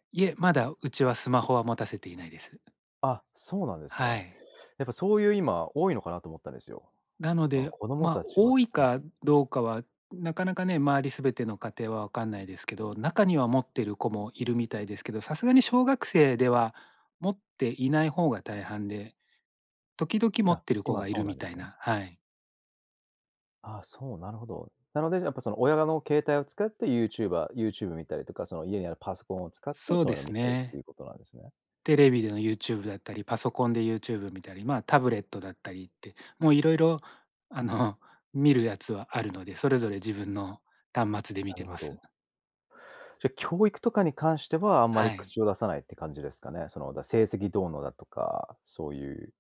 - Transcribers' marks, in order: tapping; other background noise; laughing while speaking: "あの"
- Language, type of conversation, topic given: Japanese, podcast, 家事の分担はどうやって決めていますか？